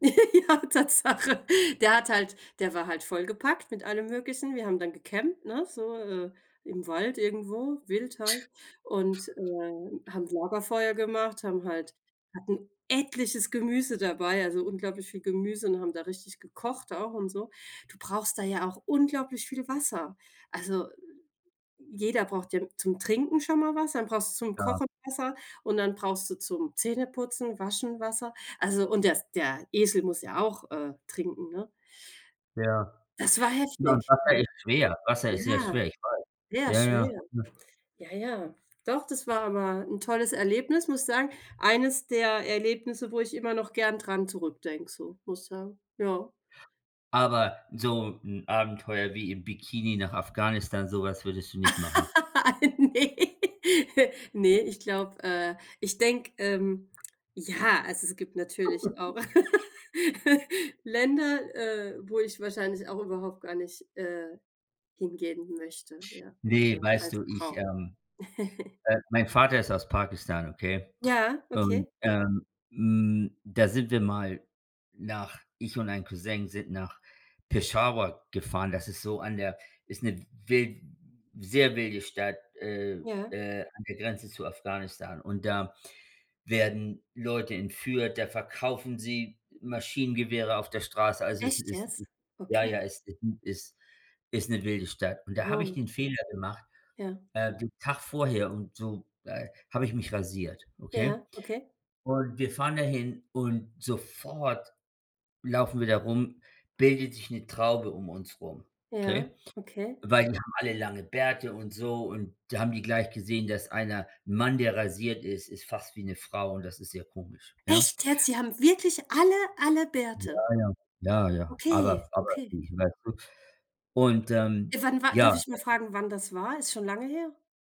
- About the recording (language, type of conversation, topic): German, unstructured, Was bedeutet für dich Abenteuer beim Reisen?
- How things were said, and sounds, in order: laughing while speaking: "Ja, Tatsache"; other noise; other background noise; laugh; laughing while speaking: "Ne, ne"; chuckle; chuckle; laugh; chuckle; surprised: "Echt jetzt? Sie haben wirklich alle, alle Bärte?"; unintelligible speech; unintelligible speech